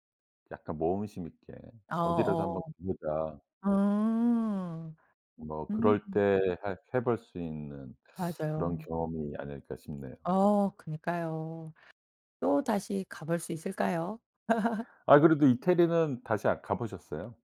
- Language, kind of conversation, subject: Korean, podcast, 여행 중 가장 의미 있었던 장소는 어디였나요?
- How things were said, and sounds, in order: tapping; other background noise; laugh